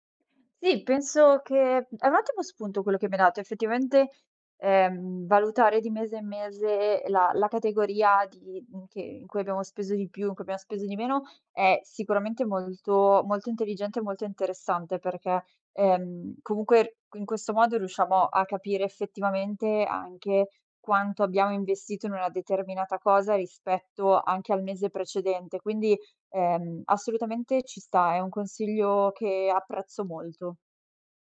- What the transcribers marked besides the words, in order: other background noise
- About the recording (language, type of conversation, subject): Italian, advice, Come posso gestire meglio un budget mensile costante se faccio fatica a mantenerlo?